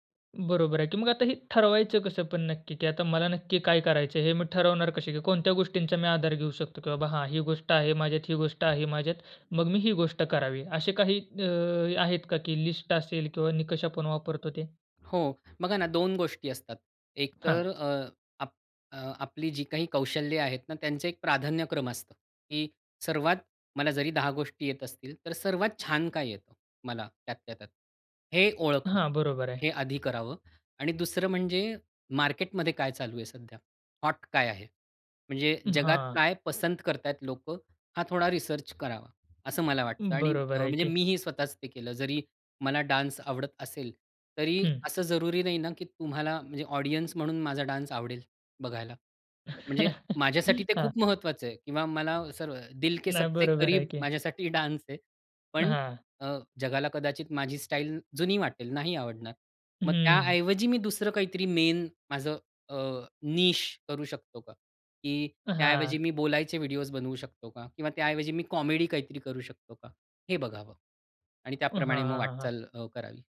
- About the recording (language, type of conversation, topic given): Marathi, podcast, नव्या सामग्री-निर्मात्याला सुरुवात कशी करायला सांगाल?
- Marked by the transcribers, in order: other background noise; in English: "लिस्ट"; in English: "मार्केटमध्ये"; in English: "हॉट"; in English: "रिसर्च"; in English: "डान्स"; in English: "ऑडियन्स"; in English: "डान्स"; laugh; in Hindi: "दिल के सबसे करीब"; in English: "डान्स"; in English: "स्टाईल"; in English: "मेन"; in English: "निश"; in English: "कॉमेडी"